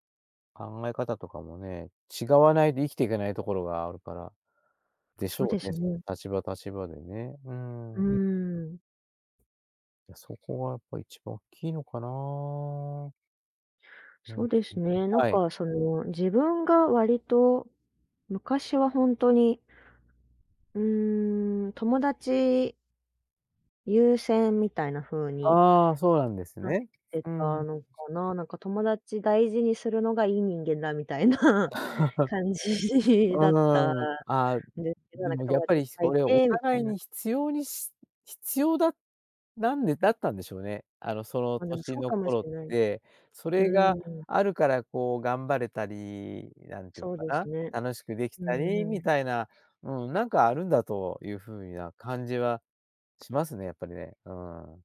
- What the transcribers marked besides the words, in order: unintelligible speech; other background noise; unintelligible speech; laughing while speaking: "みたいな感じ"; laugh
- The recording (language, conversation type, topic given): Japanese, podcast, 友だちづきあいで、あなたが一番大切にしていることは何ですか？